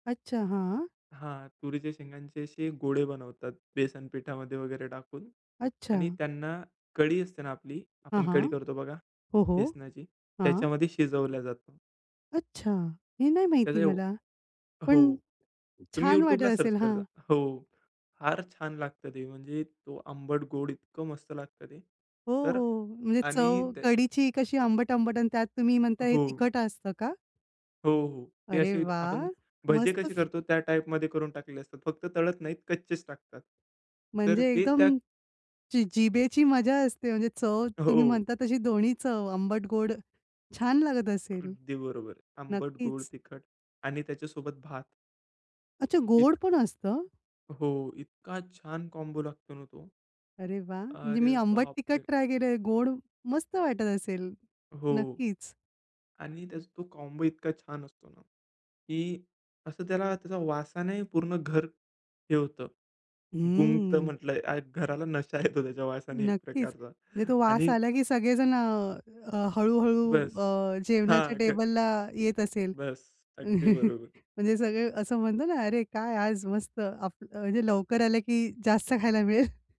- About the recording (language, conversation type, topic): Marathi, podcast, कोणत्या वासाने तुला लगेच घर आठवतं?
- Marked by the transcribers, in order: other background noise; tapping; shush; laughing while speaking: "हो"; anticipating: "अच्छा, गोड पण असतं?"; in English: "कॉम्बो"; in English: "कॉम्बो"; laughing while speaking: "त्याच्या वासाने एक प्रकारचा"; chuckle; chuckle